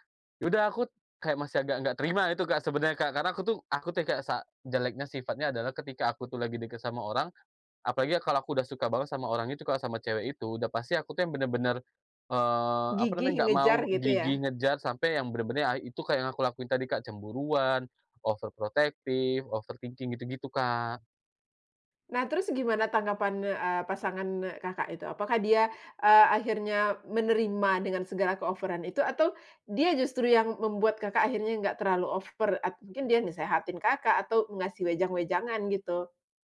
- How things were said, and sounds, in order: "aku" said as "akut"; in English: "overprotective, overthinking"
- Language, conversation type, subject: Indonesian, podcast, Siapa orang yang paling mengubah cara pandangmu, dan bagaimana prosesnya?